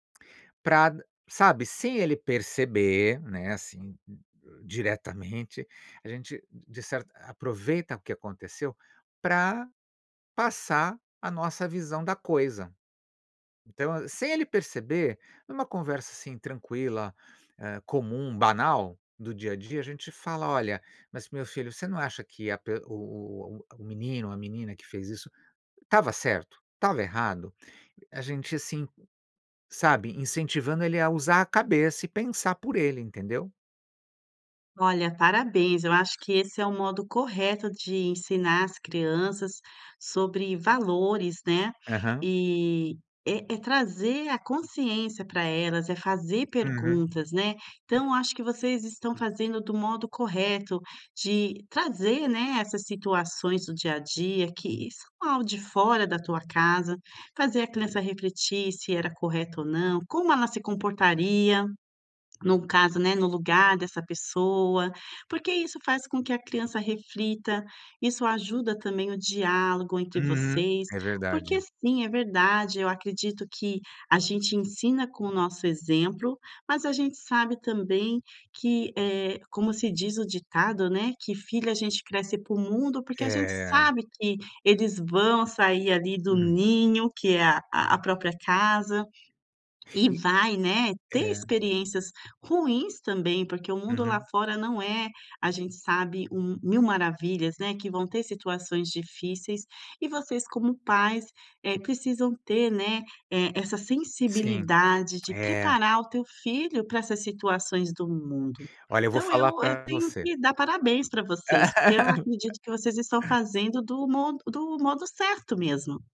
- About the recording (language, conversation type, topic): Portuguese, advice, Como lidar com o medo de falhar como pai ou mãe depois de ter cometido um erro com seu filho?
- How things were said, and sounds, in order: other noise; laugh